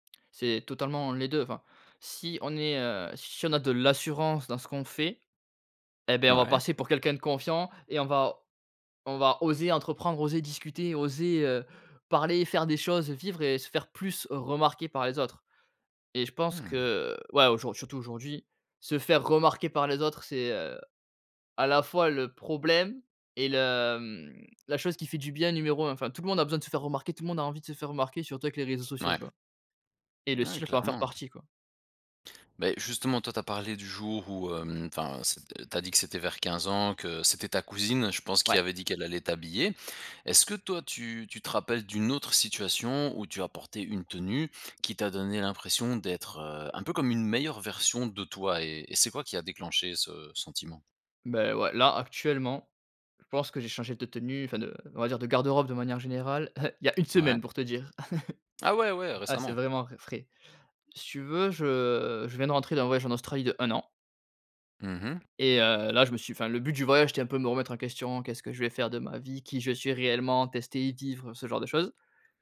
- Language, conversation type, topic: French, podcast, Quel rôle la confiance joue-t-elle dans ton style personnel ?
- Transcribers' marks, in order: other background noise; chuckle